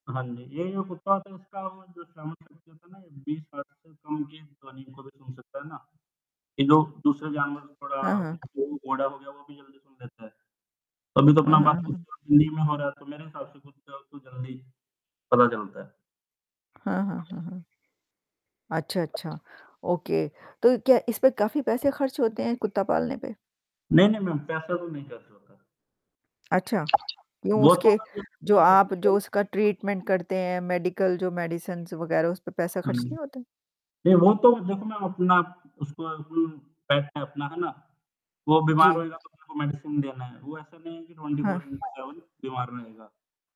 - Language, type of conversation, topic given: Hindi, unstructured, पालतू जानवर के रूप में कुत्ता और बिल्ली में से कौन बेहतर साथी है?
- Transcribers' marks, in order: static; distorted speech; other background noise; bird; in English: "ओके"; in English: "मैम"; tapping; in English: "ट्रीटमेंट"; in English: "मेडिकल"; unintelligible speech; in English: "मेडिसिन्स"; in English: "मेडिसिन"; in English: "ट्वेंटी फोर इन टू सेवेन"